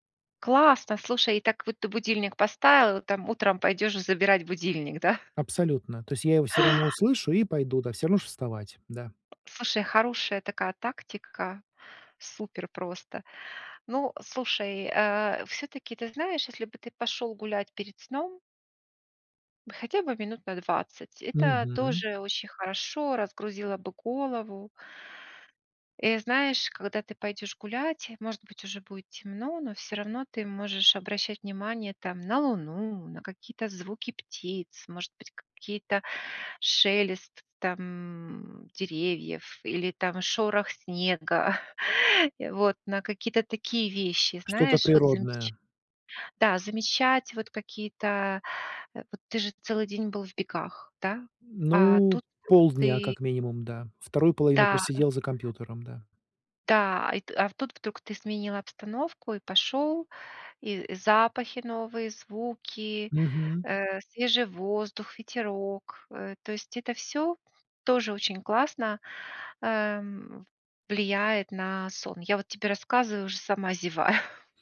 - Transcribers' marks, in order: other background noise; chuckle; chuckle
- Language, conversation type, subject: Russian, advice, Как создать спокойную вечернюю рутину, чтобы лучше расслабляться?